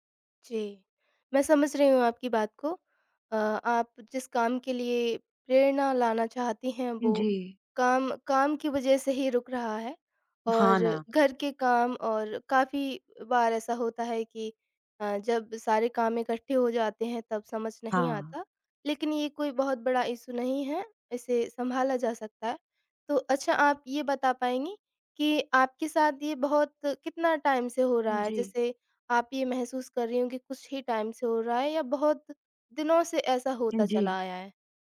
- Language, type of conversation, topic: Hindi, advice, मैं किसी लक्ष्य के लिए लंबे समय तक प्रेरित कैसे रहूँ?
- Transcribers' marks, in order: in English: "इश्यू"; in English: "टाइम"; in English: "टाइम"